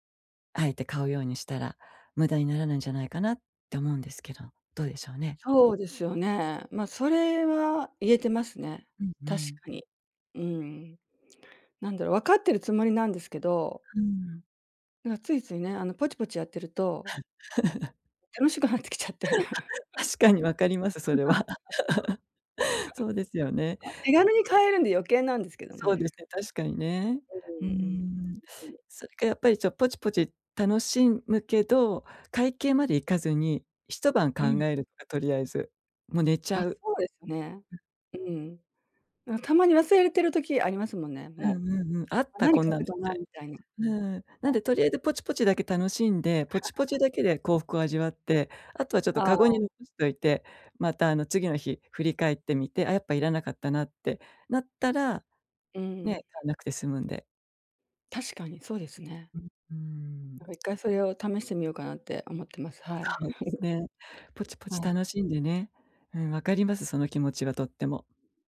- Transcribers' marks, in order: other background noise; laugh; laughing while speaking: "楽しくなってきちゃって"; laugh; chuckle; other noise; laugh; laugh; chuckle
- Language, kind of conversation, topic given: Japanese, advice, 買い物で一時的な幸福感を求めてしまう衝動買いを減らすにはどうすればいいですか？